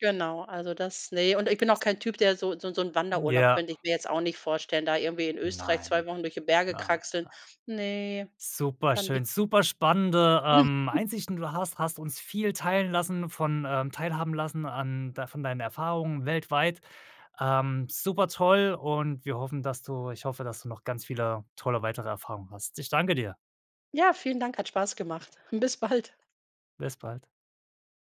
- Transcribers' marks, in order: put-on voice: "Nein"; joyful: "Superschön, super spannende, ähm, Einsichten"; put-on voice: "Ne"; giggle; laughing while speaking: "Bis bald"
- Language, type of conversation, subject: German, podcast, Wie findest du lokale Geheimtipps, statt nur die typischen Touristenorte abzuklappern?